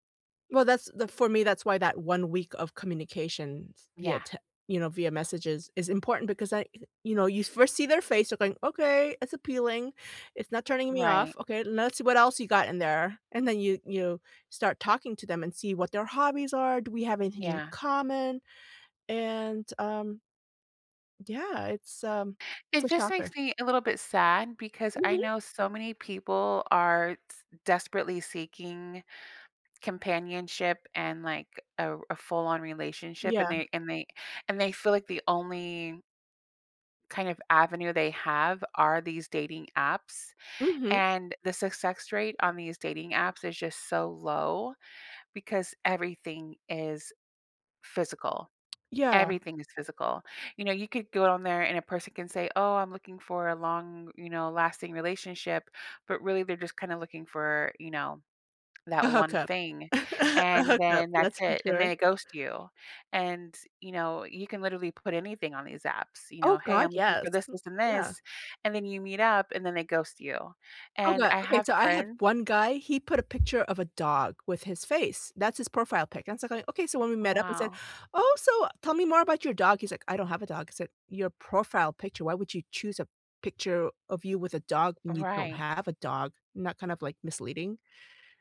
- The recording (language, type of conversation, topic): English, unstructured, What check-in rhythm feels right without being clingy in long-distance relationships?
- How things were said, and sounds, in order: tapping; chuckle